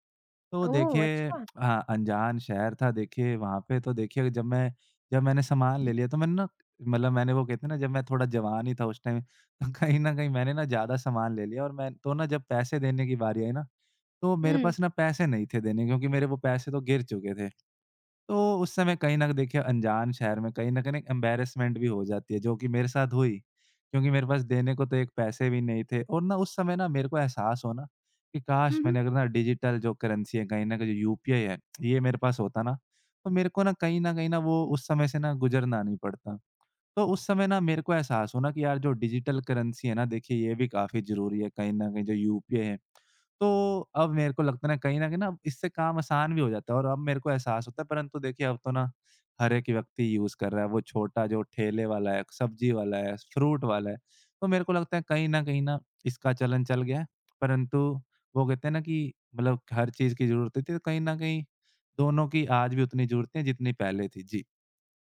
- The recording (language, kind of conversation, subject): Hindi, podcast, भविष्य में डिजिटल पैसे और नकदी में से किसे ज़्यादा तरजीह मिलेगी?
- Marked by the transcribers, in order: other background noise; in English: "टाइम"; laughing while speaking: "तो कहीं न कहीं ना एक"; in English: "एम्बैरेसमेंट"; in English: "डिजिटल"; in English: "करेंसी"; in English: "डिजिटल करेंसी"; in English: "यूज़"; in English: "फ्रूट"